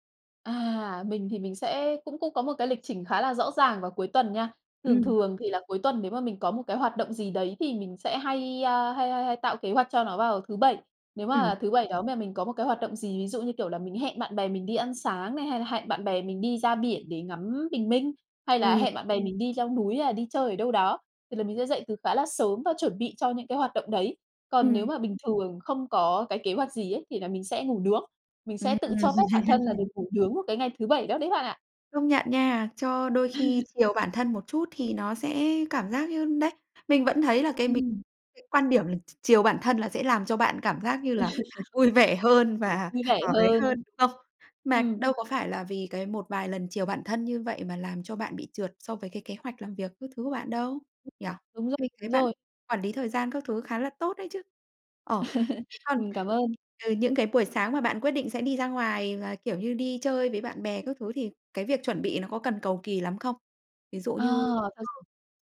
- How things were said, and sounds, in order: other background noise; laugh; laugh
- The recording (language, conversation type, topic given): Vietnamese, podcast, Buổi sáng của bạn thường bắt đầu như thế nào?